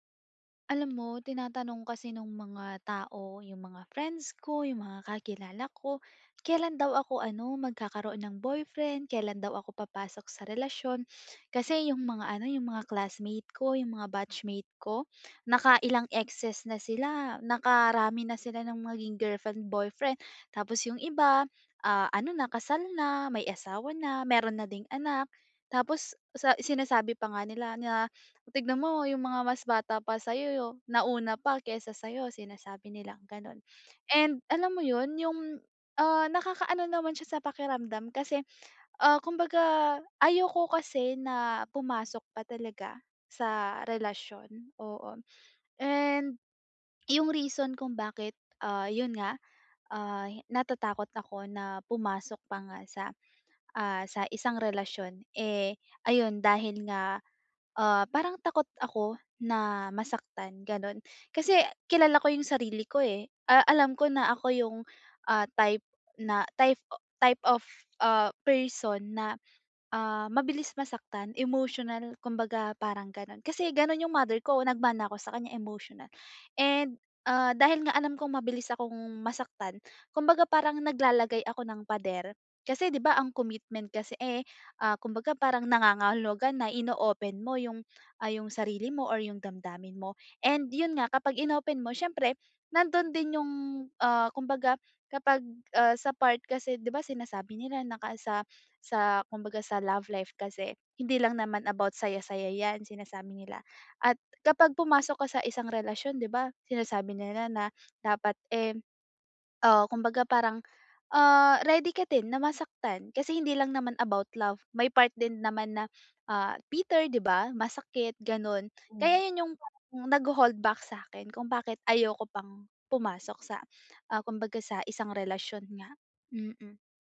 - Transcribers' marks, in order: in English: "type of, ah, person"; in English: "commitment"
- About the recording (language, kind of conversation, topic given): Filipino, advice, Bakit ako natatakot pumasok sa seryosong relasyon at tumupad sa mga pangako at obligasyon?